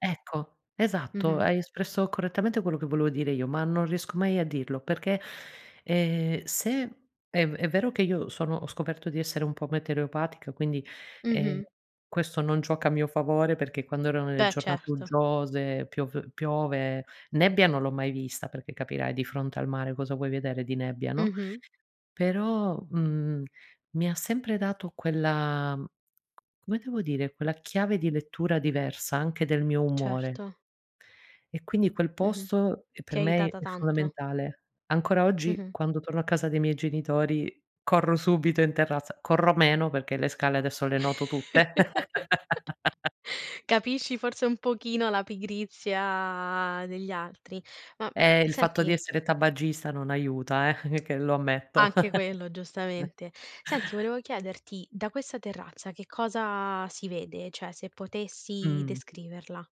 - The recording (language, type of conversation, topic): Italian, podcast, Quale luogo ti ha fatto riconnettere con la natura?
- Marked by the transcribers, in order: chuckle; laugh; drawn out: "pigrizia"; other background noise; chuckle